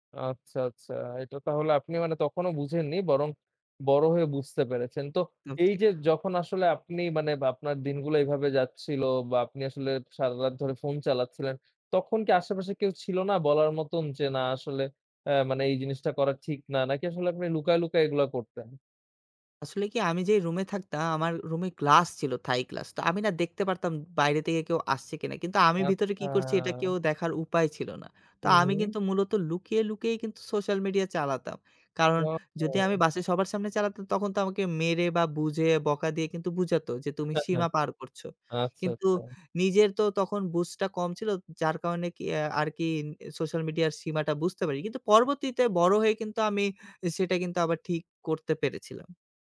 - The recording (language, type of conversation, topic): Bengali, podcast, সোশ্যাল মিডিয়ায় আপনি নিজের সীমা কীভাবে নির্ধারণ করেন?
- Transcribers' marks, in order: chuckle; tapping